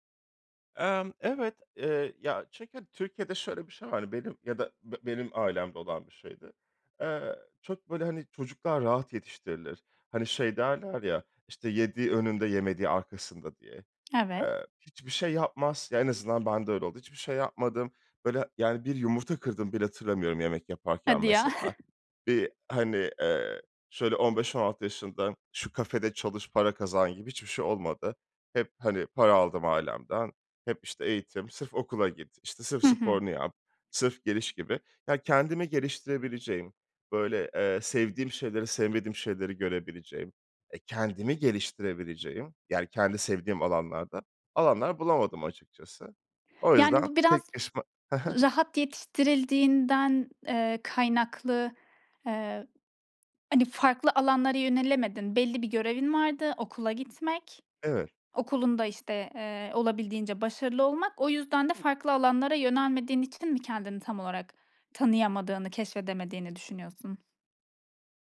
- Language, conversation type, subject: Turkish, podcast, Kendini tanımaya nereden başladın?
- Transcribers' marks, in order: chuckle; other background noise